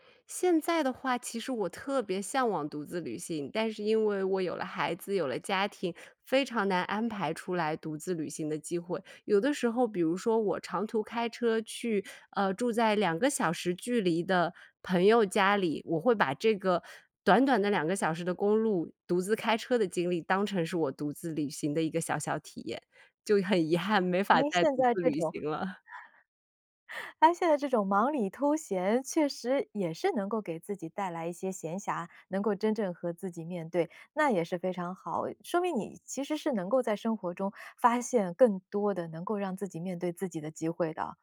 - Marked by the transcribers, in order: chuckle
- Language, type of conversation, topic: Chinese, podcast, 你怎么看待独自旅行中的孤独感？